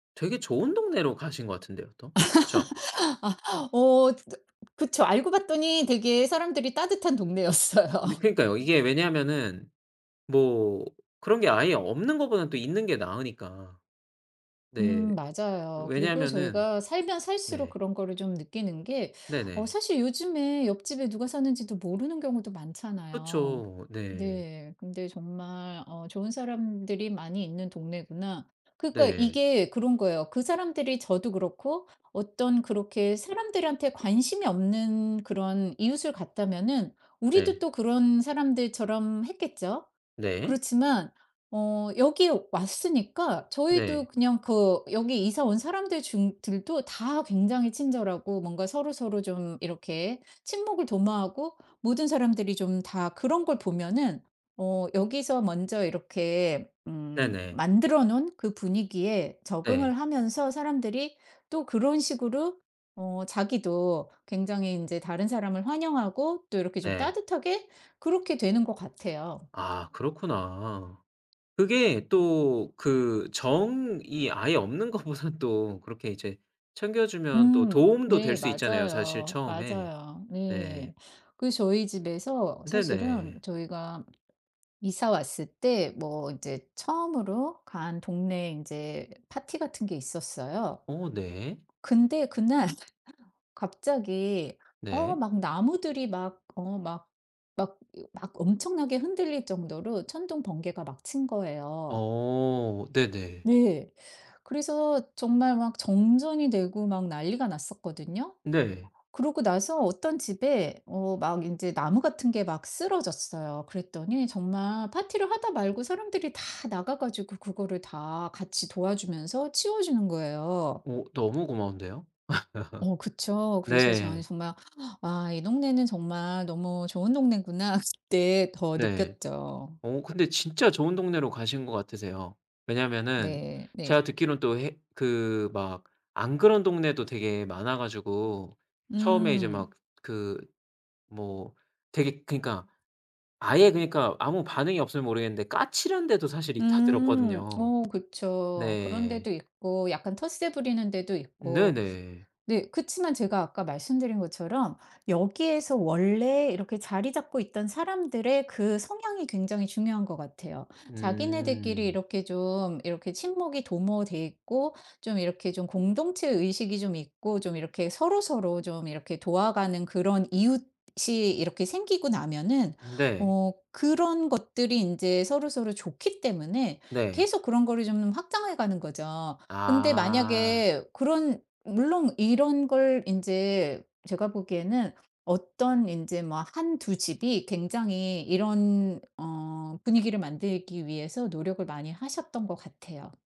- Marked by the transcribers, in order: laugh; tapping; laughing while speaking: "동네였어요"; other background noise; laughing while speaking: "것보다는"; laughing while speaking: "그날"; laugh; laughing while speaking: "있다"
- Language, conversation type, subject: Korean, podcast, 새 이웃을 환영하는 현실적 방법은 뭐가 있을까?